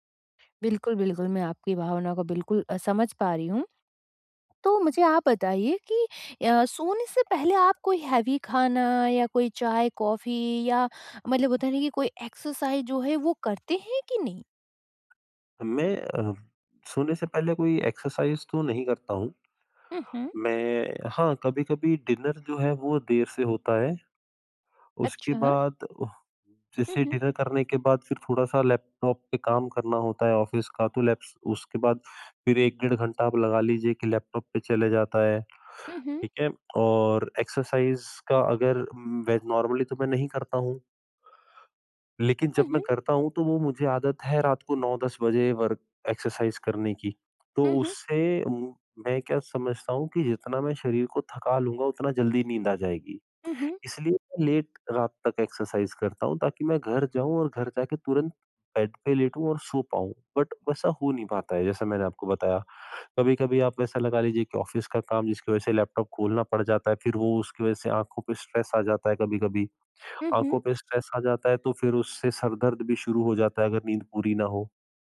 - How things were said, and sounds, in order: in English: "हेवी"; in English: "एक्सरसाइज़"; in English: "एक्सरसाइज़"; in English: "डिनर"; in English: "डिनर"; in English: "ऑफ़िस"; in English: "एक्सरसाइज़"; in English: "नॉर्मली"; in English: "एक्सरसाइज़"; in English: "लेट"; in English: "एक्सरसाइज़"; in English: "बट"; in English: "ऑफ़िस"; in English: "स्ट्रेस"; in English: "स्ट्रेस"
- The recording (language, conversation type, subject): Hindi, advice, सोने से पहले बेहतर नींद के लिए मैं शरीर और मन को कैसे शांत करूँ?